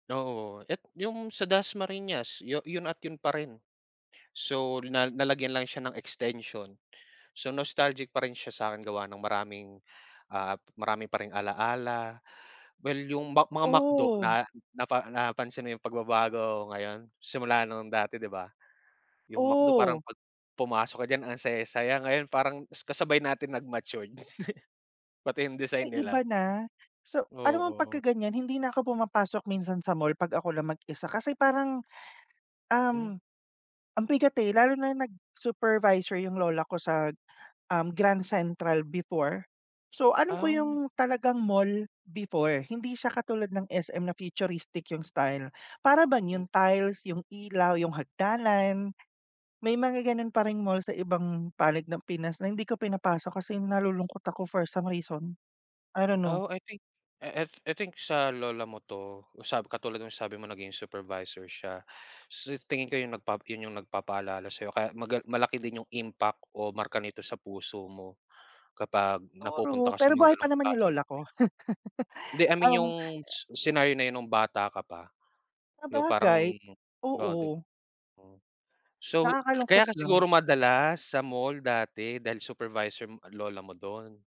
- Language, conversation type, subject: Filipino, unstructured, Anong mga tunog o amoy ang nagpapabalik sa iyong mga alaala?
- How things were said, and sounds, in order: laugh; unintelligible speech; laugh